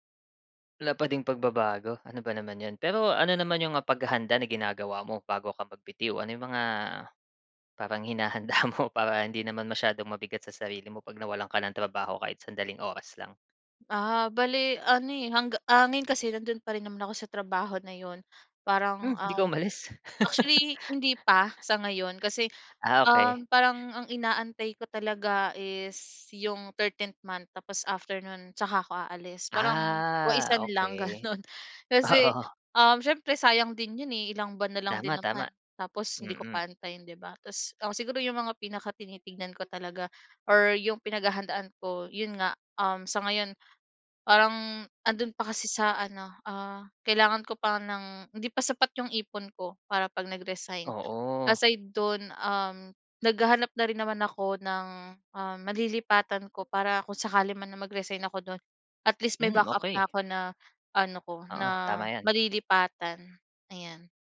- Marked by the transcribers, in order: laughing while speaking: "parang hinahanda mo"; chuckle; drawn out: "Ah"; laughing while speaking: "waisan lang ganun"; laughing while speaking: "oo"
- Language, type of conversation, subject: Filipino, podcast, Ano ang mga palatandaan na panahon nang umalis o manatili sa trabaho?